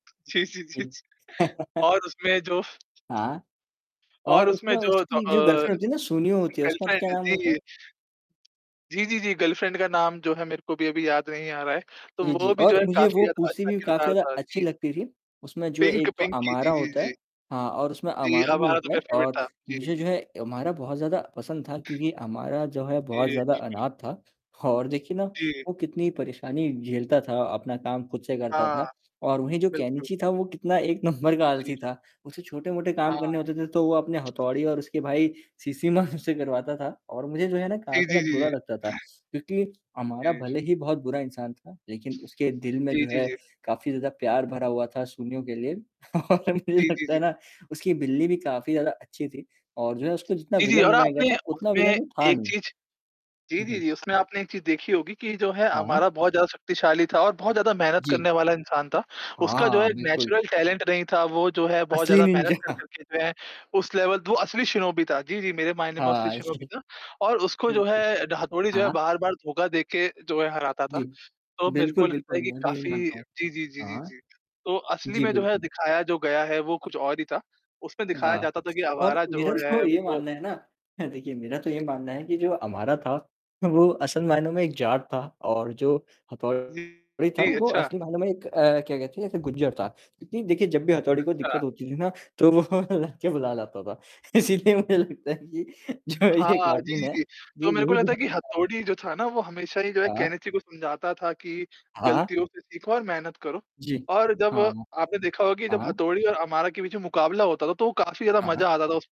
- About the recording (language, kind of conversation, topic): Hindi, unstructured, आपके बचपन का पसंदीदा कार्टून कौन-सा था?
- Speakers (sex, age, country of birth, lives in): male, 20-24, India, India; male, 20-24, India, India
- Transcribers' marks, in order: static; laughing while speaking: "जी, जी, जी, जी"; chuckle; in English: "गर्लफ्रेंड"; in English: "गर्लफ्रेंड"; in English: "गर्लफ्रेंड"; in English: "पिंक"; in English: "फ़ेवरेट"; laughing while speaking: "और"; other background noise; laughing while speaking: "नंबर"; laughing while speaking: "शिशिमारू"; throat clearing; laughing while speaking: "और मुझे लगता है ना"; in English: "विलन"; in English: "विलन"; distorted speech; in English: "नेचुरल टैलेंट"; laughing while speaking: "निंजा"; in English: "लेवल"; laughing while speaking: "हाँ जी"; laughing while speaking: "तो"; chuckle; laughing while speaking: "वो"; laughing while speaking: "तो वो लड़के बुला लाता … यही दिखाना चाह"